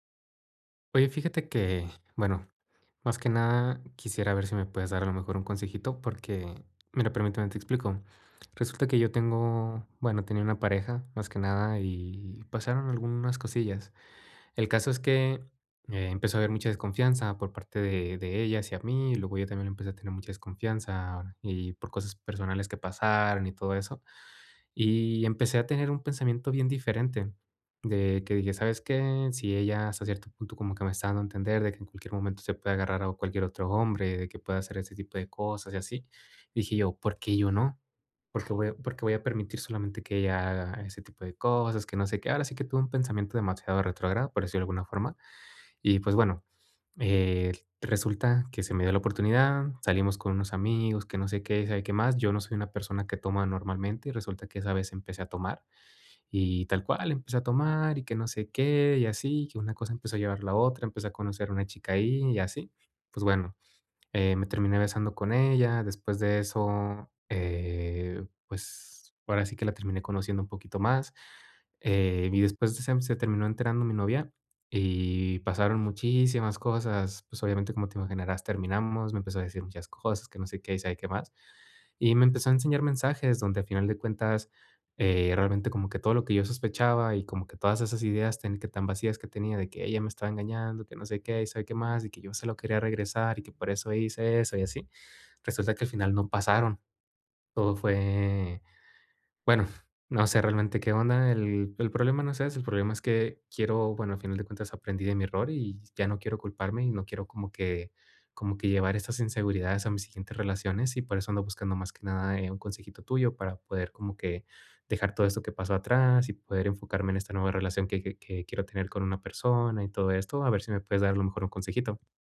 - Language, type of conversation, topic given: Spanish, advice, ¿Cómo puedo aprender de mis errores sin culparme?
- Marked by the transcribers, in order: other background noise